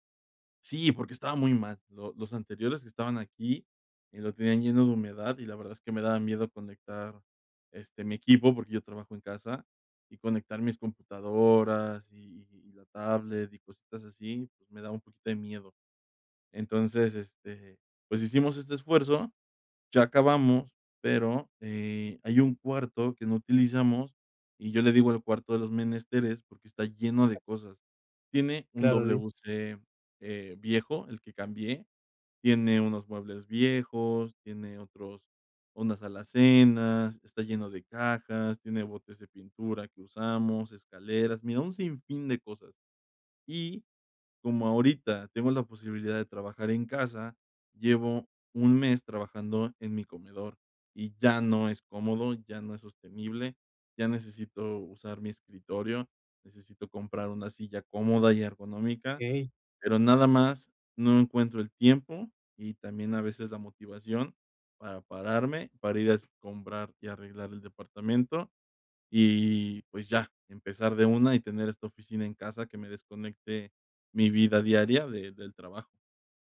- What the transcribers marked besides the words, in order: tapping
- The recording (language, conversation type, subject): Spanish, advice, ¿Cómo puedo dividir un gran objetivo en pasos alcanzables?